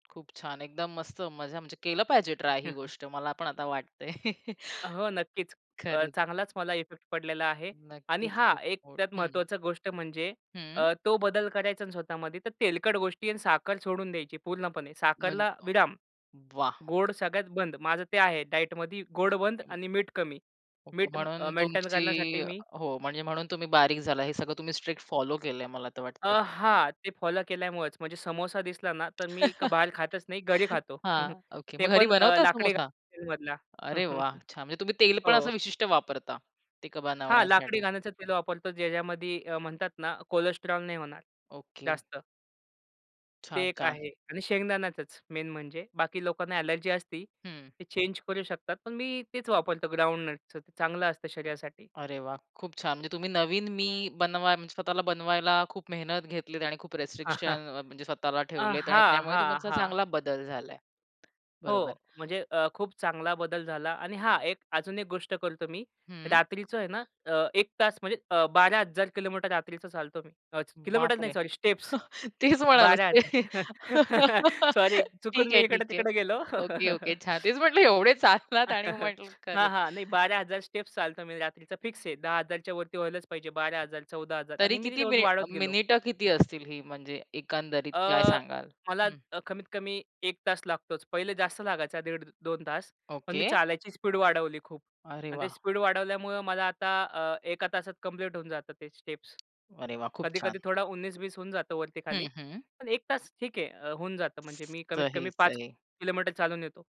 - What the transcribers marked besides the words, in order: tapping; chuckle; unintelligible speech; unintelligible speech; in English: "डायटमध्ये"; other noise; chuckle; chuckle; chuckle; in English: "मेन"; in English: "ग्राउंडनटचं"; in English: "रिस्ट्रिक्शन"; chuckle; chuckle; laughing while speaking: "तेच म्हणालास, ते ठीक आहे … आणि म्हंटलं खरंच"; in English: "स्टेप्स"; laughing while speaking: "सॉरी! चुकून मी इकडे-तिकडे गेलो"; chuckle; in English: "स्टेप्स"; other background noise; in English: "स्टेप्स"; in Hindi: "उन्नीस-बीस"
- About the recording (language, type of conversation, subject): Marathi, podcast, नवीन ‘मी’ घडवण्यासाठी पहिले पाऊल कोणते असावे?